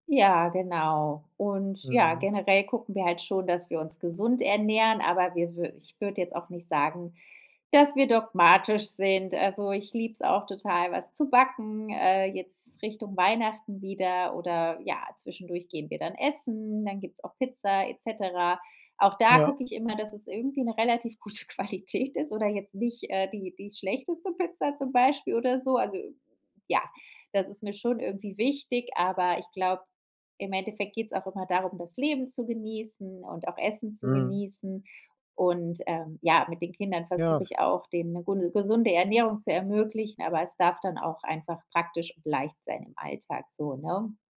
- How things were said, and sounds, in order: laughing while speaking: "gute Qualität"
- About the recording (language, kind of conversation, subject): German, podcast, Wie planst du deine Ernährung im Alltag?